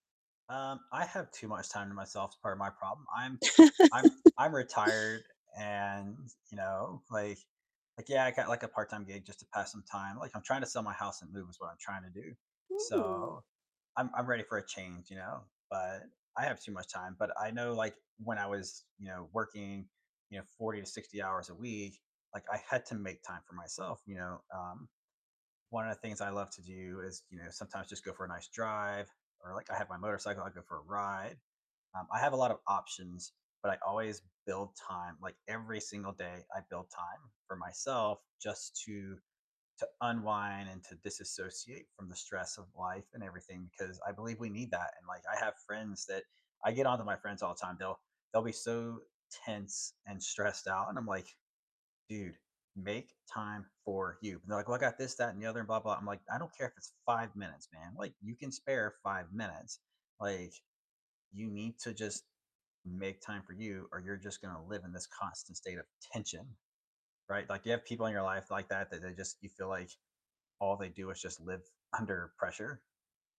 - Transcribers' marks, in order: laugh; distorted speech; tapping; other background noise
- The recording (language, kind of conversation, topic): English, unstructured, What is something you want to improve in your personal life this year, and what might help?
- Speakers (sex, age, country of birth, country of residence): female, 20-24, United States, United States; male, 40-44, United States, United States